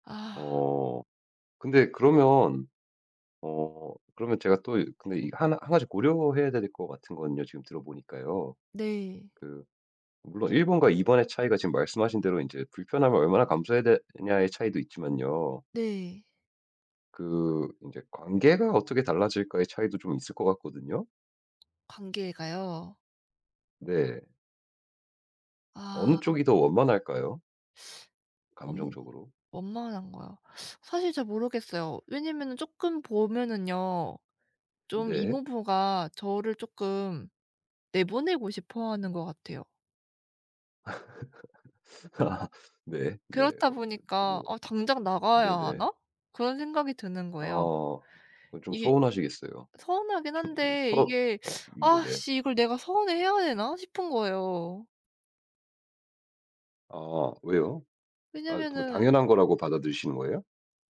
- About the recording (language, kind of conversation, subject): Korean, advice, 함께 살던 집에서 나가야 할 때 현실적·감정적 부담을 어떻게 감당하면 좋을까요?
- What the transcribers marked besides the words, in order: other background noise; tapping; laugh; laughing while speaking: "아"; other animal sound